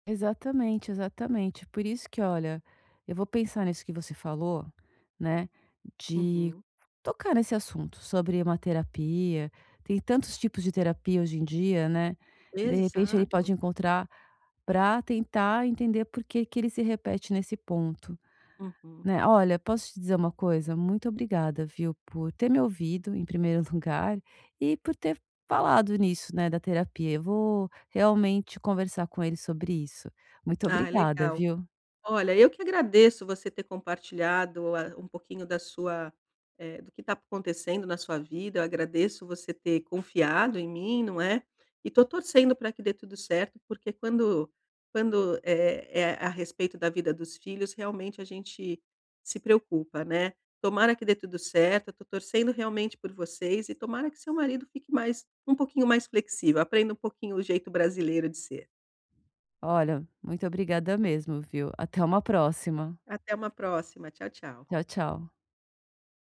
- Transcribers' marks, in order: none
- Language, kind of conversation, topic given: Portuguese, advice, Como posso manter minhas convicções quando estou sob pressão do grupo?